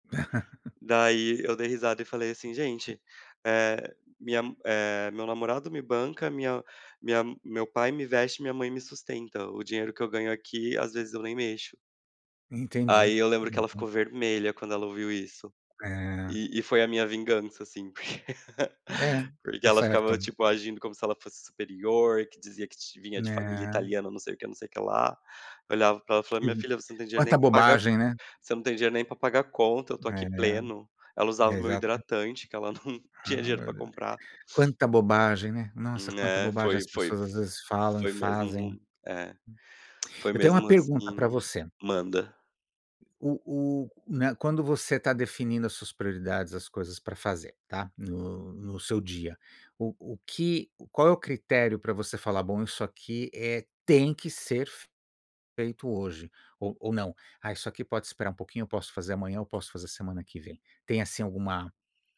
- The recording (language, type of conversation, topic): Portuguese, unstructured, Como você decide quais são as prioridades no seu dia a dia?
- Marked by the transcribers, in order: laugh; chuckle